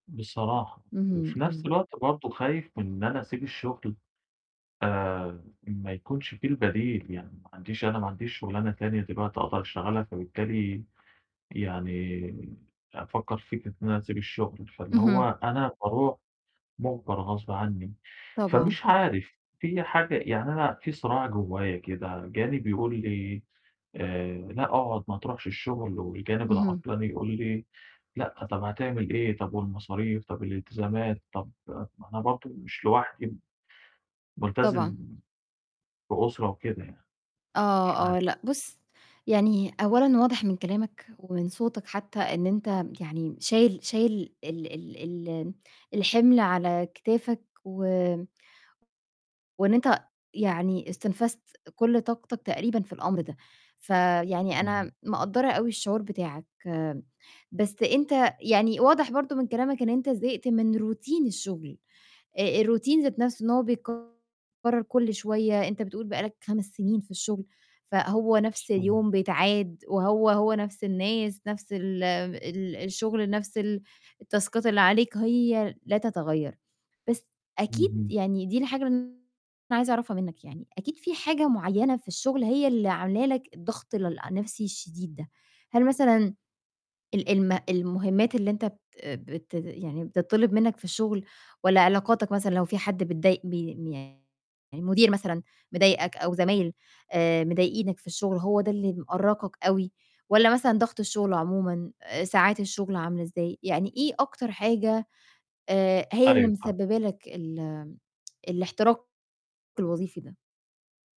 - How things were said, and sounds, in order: other noise; mechanical hum; in English: "Routine"; in English: "الRoutine"; distorted speech; unintelligible speech; in English: "التاسكات"; tapping
- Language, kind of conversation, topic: Arabic, advice, إزاي أقدر أتغلب على خوفي من الرجوع للشغل بعد ما حصلي احتراق وظيفي؟